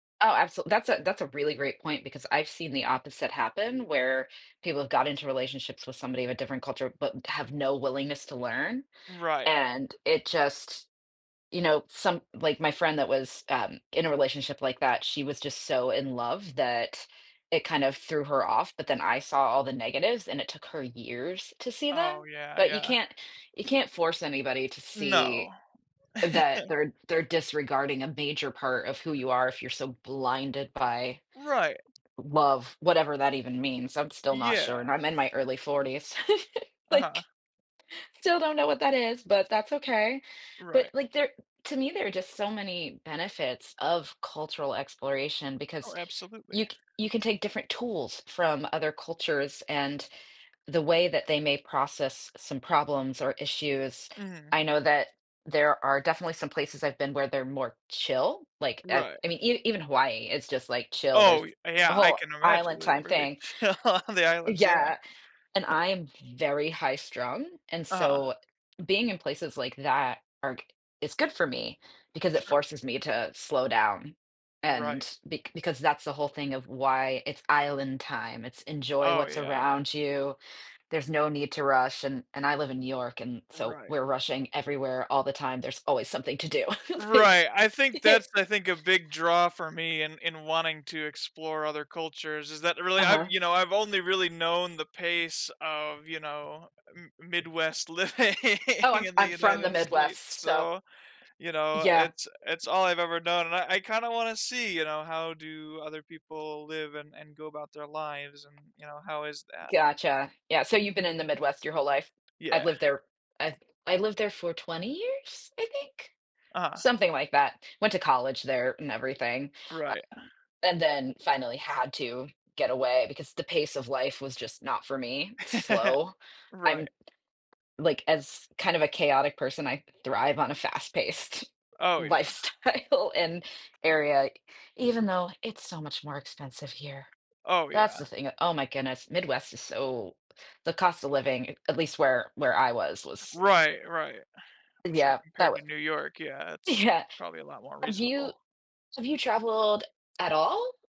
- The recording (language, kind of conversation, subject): English, unstructured, How do you balance the desire to experience new cultures with the importance of nurturing close relationships?
- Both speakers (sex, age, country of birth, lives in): female, 45-49, United States, United States; male, 25-29, United States, United States
- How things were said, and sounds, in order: other background noise; chuckle; chuckle; laughing while speaking: "like"; laughing while speaking: "chill"; chuckle; tapping; laugh; laughing while speaking: "living"; chuckle; laughing while speaking: "lifestyle"; laughing while speaking: "Yeah"